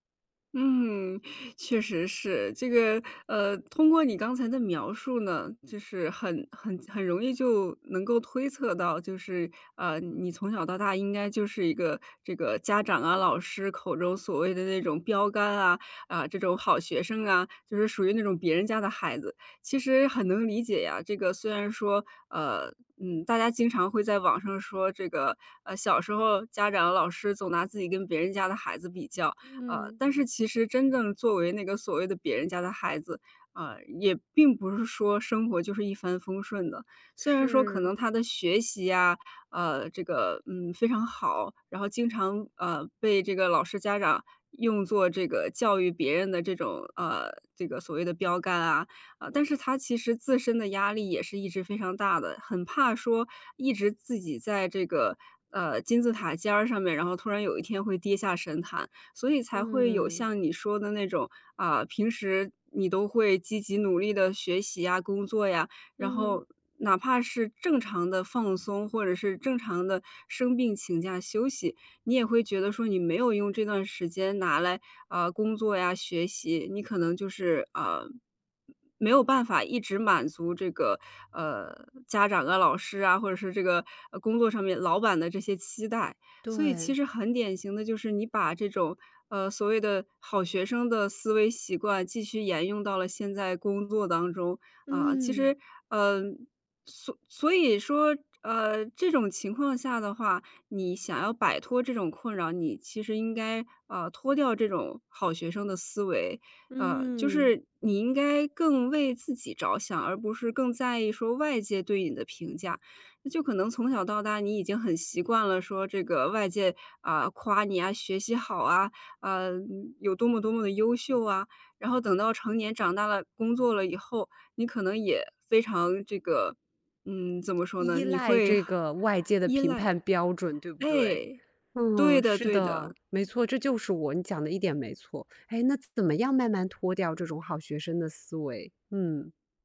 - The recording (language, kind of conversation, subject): Chinese, advice, 为什么我复工后很快又会回到过度工作模式？
- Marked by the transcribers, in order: none